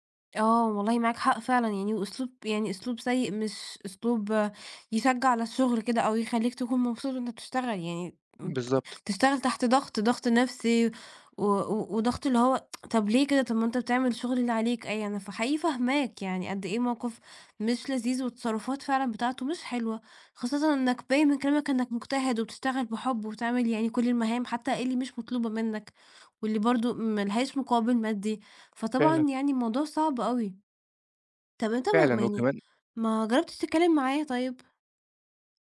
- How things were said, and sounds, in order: tsk; tapping
- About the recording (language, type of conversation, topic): Arabic, advice, إزاي أتعامل مع مدير متحكم ومحتاج يحسّن طريقة التواصل معايا؟